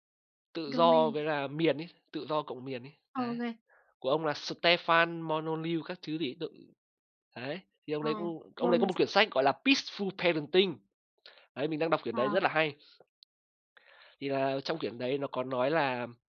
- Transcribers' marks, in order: in English: "Domain"; other background noise; "Stefan Molyneux" said as "sờ te phan mo nô liu"; unintelligible speech; tapping
- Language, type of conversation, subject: Vietnamese, unstructured, Bạn có thường xuyên tự đánh giá bản thân để phát triển không?